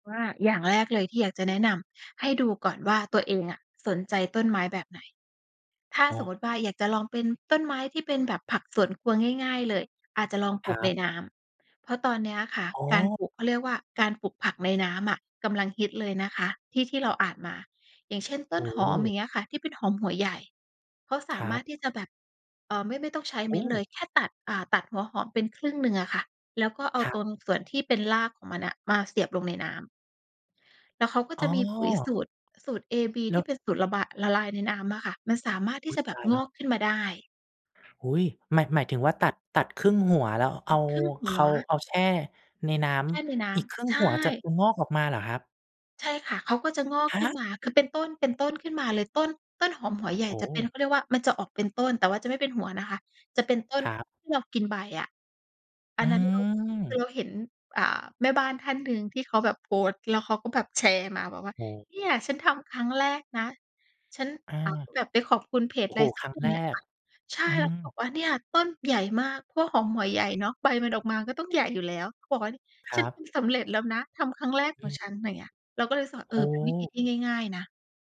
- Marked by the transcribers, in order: other noise
- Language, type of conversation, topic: Thai, podcast, คุณคิดอย่างไรกับการปลูกผักไว้กินเองที่บ้านหรือที่ระเบียง?